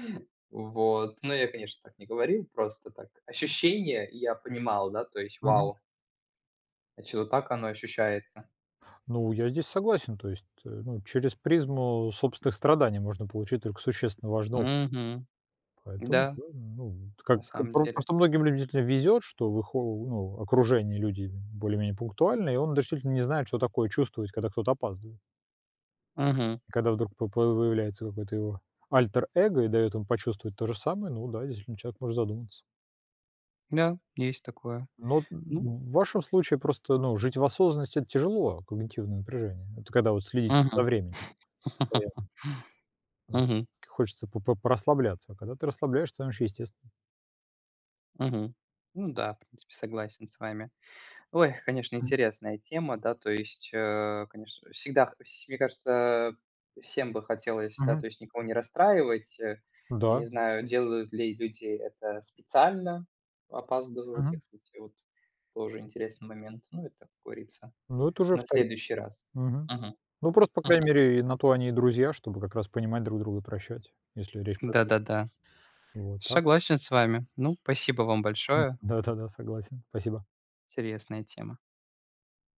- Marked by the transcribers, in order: laugh; unintelligible speech
- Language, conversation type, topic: Russian, unstructured, Почему люди не уважают чужое время?